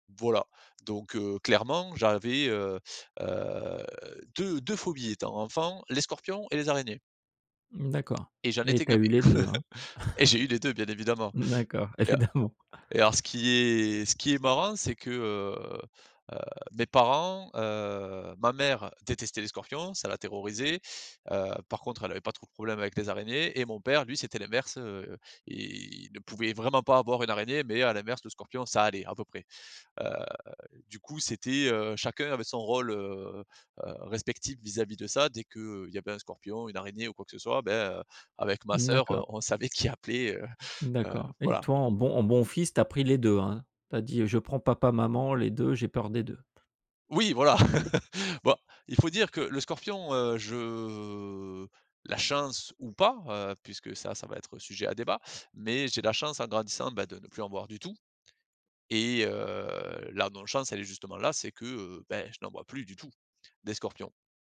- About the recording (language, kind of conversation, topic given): French, podcast, Que penses-tu des saisons qui changent à cause du changement climatique ?
- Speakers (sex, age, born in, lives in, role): male, 35-39, France, France, guest; male, 45-49, France, France, host
- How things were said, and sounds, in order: chuckle; laughing while speaking: "évidemment"; laughing while speaking: "on savait qui appeler, heu"; chuckle; tapping; laugh; drawn out: "je"